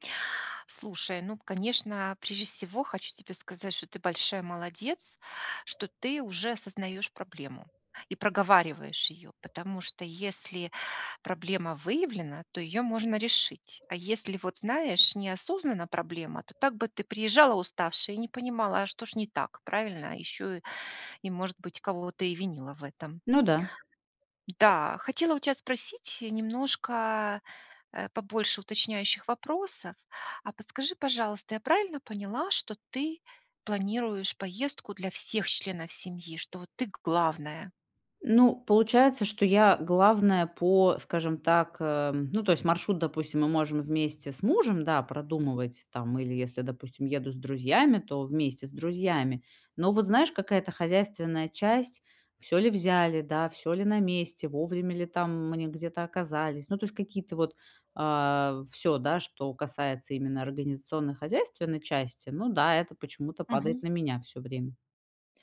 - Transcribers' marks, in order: other background noise
- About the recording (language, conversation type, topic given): Russian, advice, Как мне меньше уставать и нервничать в поездках?